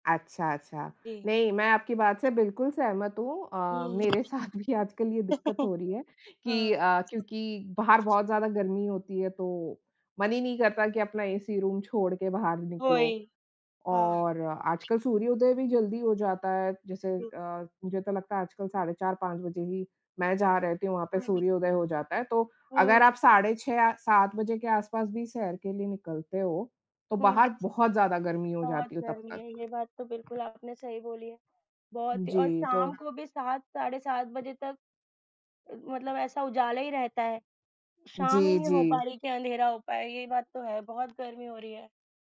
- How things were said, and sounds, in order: tapping; laughing while speaking: "साथ भी"; chuckle; in English: "रूम"; other background noise
- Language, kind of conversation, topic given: Hindi, unstructured, सुबह की सैर या शाम की सैर में से आपके लिए कौन सा समय बेहतर है?